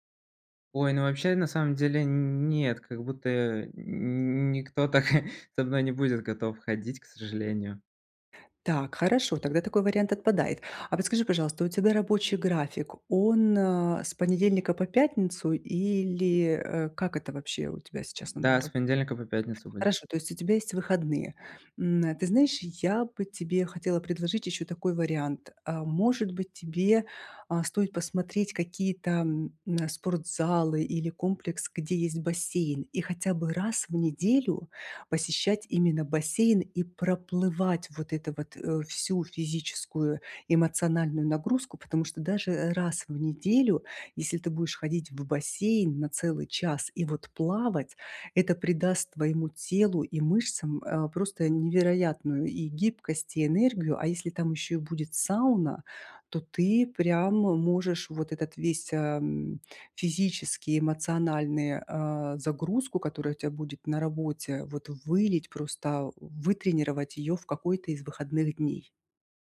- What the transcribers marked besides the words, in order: chuckle; other background noise
- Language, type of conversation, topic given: Russian, advice, Как сохранить привычку заниматься спортом при частых изменениях расписания?